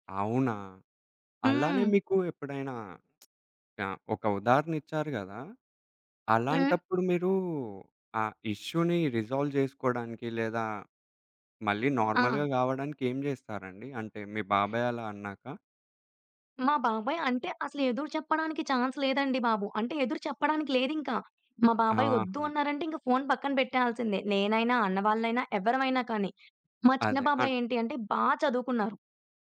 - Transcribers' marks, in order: other background noise; in English: "ఇష్యూని రిజాల్వ్"; in English: "నార్మల్‌గా"; in English: "ఛాన్స్"
- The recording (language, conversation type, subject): Telugu, podcast, కుటుంబ బంధాలను బలపరచడానికి పాటించాల్సిన చిన్న అలవాట్లు ఏమిటి?